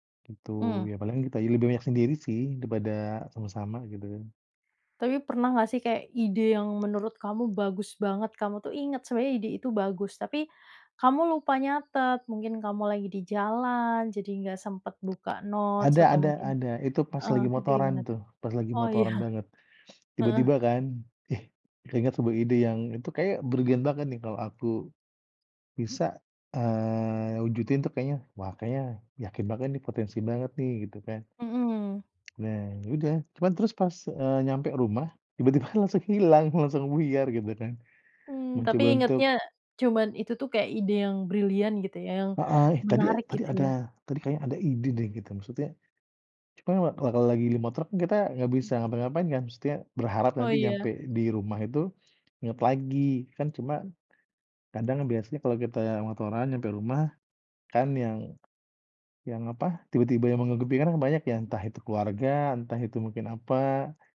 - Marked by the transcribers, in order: other animal sound; other background noise; tapping; laughing while speaking: "Oh, iya"; laughing while speaking: "tiba-tiba langsung hilang, langsung buyar gitu kan"
- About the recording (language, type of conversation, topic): Indonesian, podcast, Bagaimana cara kamu menangkap ide yang muncul tiba-tiba supaya tidak hilang?